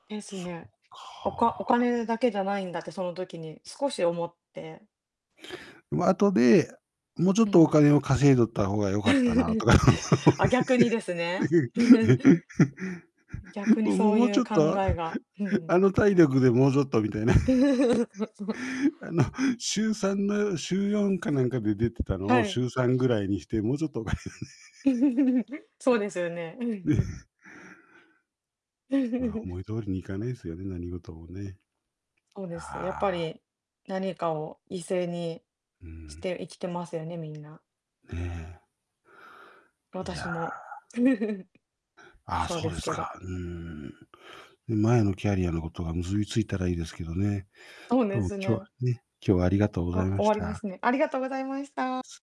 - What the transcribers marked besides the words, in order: distorted speech; tapping; other background noise; laugh; laugh; laughing while speaking: "も も もうちょっと、あの体力でもうちょっとみたいな"; laugh; laugh; laugh; giggle; giggle; static
- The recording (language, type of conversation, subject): Japanese, unstructured, お金のためなら、何かを犠牲にしてもいいと思いますか？